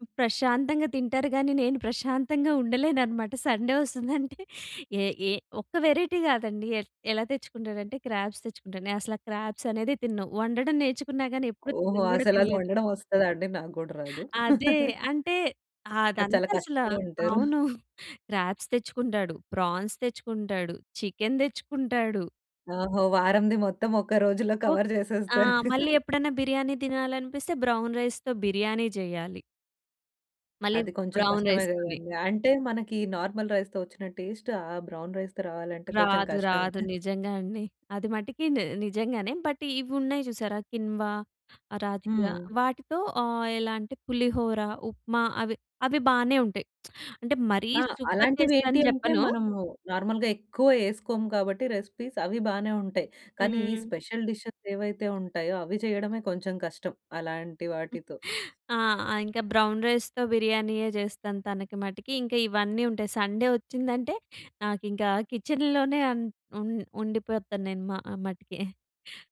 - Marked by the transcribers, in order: in English: "సండే"; chuckle; in English: "వేరైటీ"; in English: "క్రాబ్స్"; in English: "క్రాబ్స్"; chuckle; laugh; chuckle; in English: "క్రాబ్స్"; chuckle; in English: "ప్రాన్స్"; in English: "చికెన్"; laughing while speaking: "ఒక్క రోజులో కవర్ చేసేస్తారు"; in English: "కవర్"; in English: "బ్రౌన్ రైస్‌తో"; in English: "బ్రౌన్ రైస్"; in English: "నార్మల్ రైస్‌తో"; in English: "టేస్ట్"; in English: "బ్రౌన్ రైస్‌తో"; chuckle; in English: "బట్"; tapping; lip smack; in English: "సూపర్ టేస్ట్"; in English: "నార్మల్‌గా"; in English: "రెసిపీస్"; in English: "స్పెషల్ డిషెస్"; giggle; in English: "బ్రౌన్ రైస్‌తో"; in English: "సండే"; in English: "కిచెన్‌లోనే"; chuckle
- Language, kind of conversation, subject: Telugu, podcast, డైట్ పరిమితులు ఉన్నవారికి రుచిగా, ఆరోగ్యంగా అనిపించేలా వంటలు ఎలా తయారు చేస్తారు?